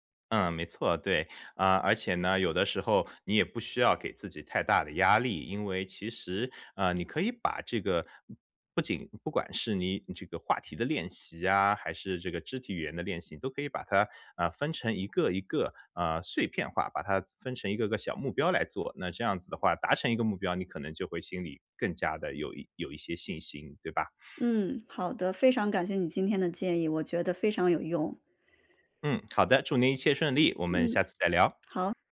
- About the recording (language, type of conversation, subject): Chinese, advice, 我怎样才能在社交中不那么尴尬并增加互动？
- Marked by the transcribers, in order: none